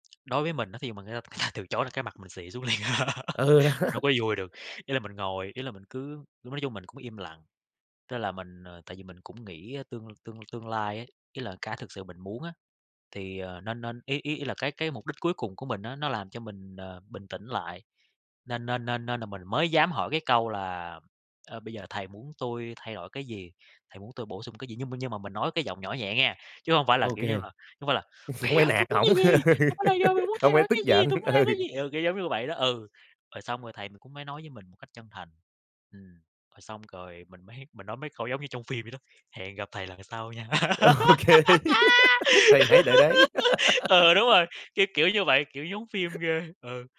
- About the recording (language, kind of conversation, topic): Vietnamese, podcast, Bạn vượt qua nỗi sợ bị từ chối như thế nào?
- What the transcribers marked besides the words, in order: tapping; other background noise; laughing while speaking: "liền à"; laughing while speaking: "đó"; laugh; laugh; laughing while speaking: "ổng"; laugh; put-on voice: "Bây giờ thầy muốn cái … làm cái gì?"; laughing while speaking: "giận, ừ"; laughing while speaking: "Ô kê"; laugh; giggle; laugh